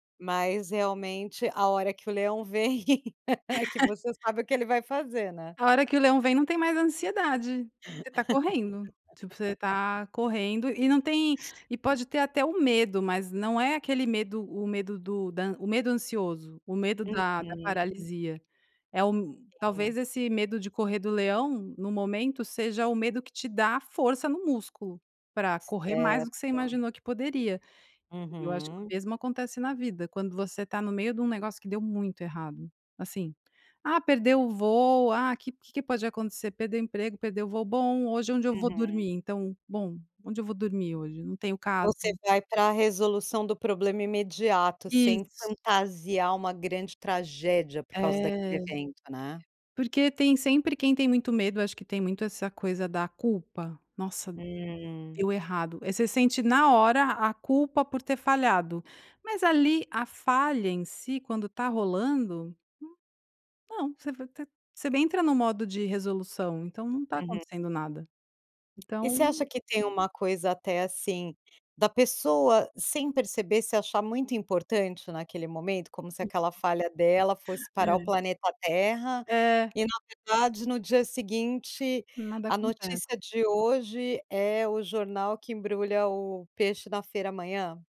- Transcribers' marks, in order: laugh; tapping; laugh
- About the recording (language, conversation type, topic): Portuguese, podcast, Como você lida com dúvidas sobre quem você é?